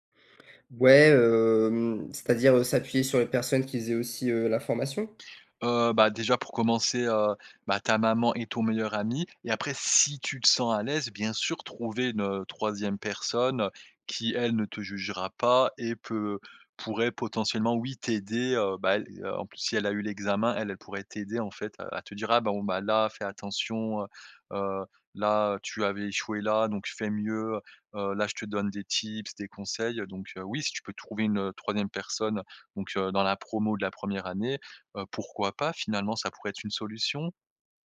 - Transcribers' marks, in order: stressed: "si"; in English: "tips"
- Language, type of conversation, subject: French, advice, Comment puis-je demander de l’aide malgré la honte d’avoir échoué ?